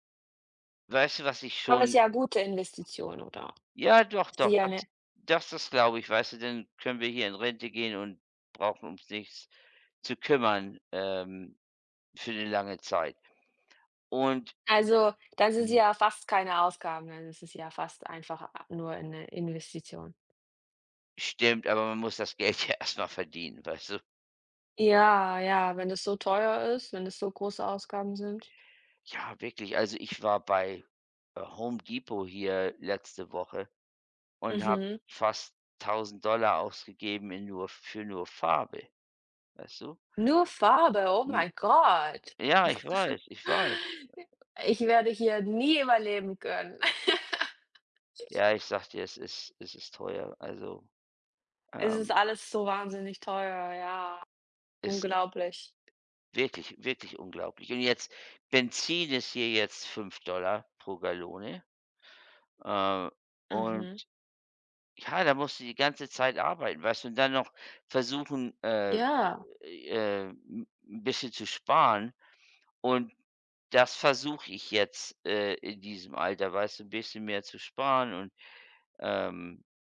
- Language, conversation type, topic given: German, unstructured, Wie entscheidest du, wofür du dein Geld ausgibst?
- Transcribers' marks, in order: laughing while speaking: "ja erstmal verdienen"; other background noise; surprised: "Nur Farbe, oh mein Gott"; laugh; laugh; other noise